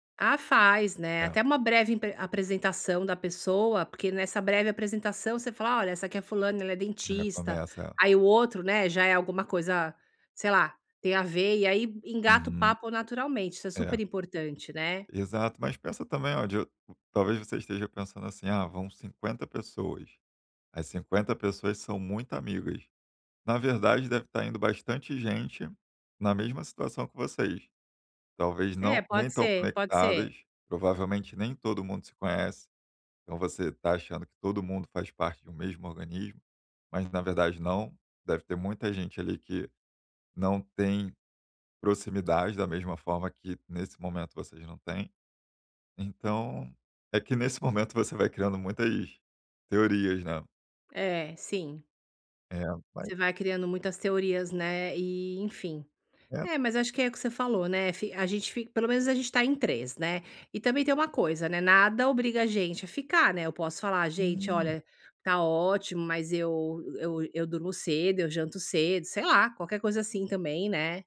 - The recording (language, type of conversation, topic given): Portuguese, advice, Como posso aproveitar melhor as festas sociais sem me sentir deslocado?
- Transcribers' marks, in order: tapping